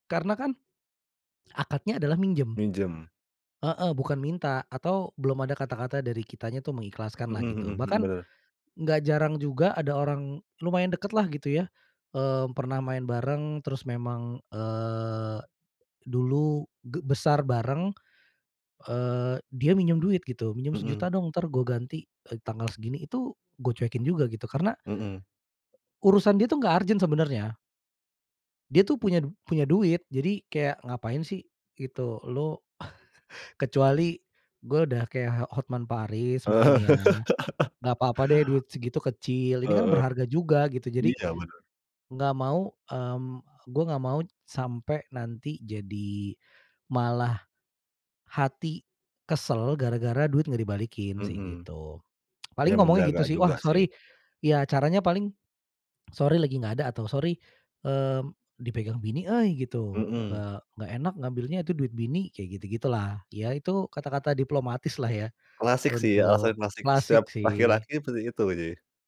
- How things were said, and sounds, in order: tapping; other background noise; laugh; laughing while speaking: "Heeh"; laugh; tsk; "seperti" said as "perti"
- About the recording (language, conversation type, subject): Indonesian, podcast, Bagaimana kamu belajar berkata tidak tanpa merasa bersalah?
- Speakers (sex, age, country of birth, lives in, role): male, 30-34, Indonesia, Indonesia, host; male, 35-39, Indonesia, Indonesia, guest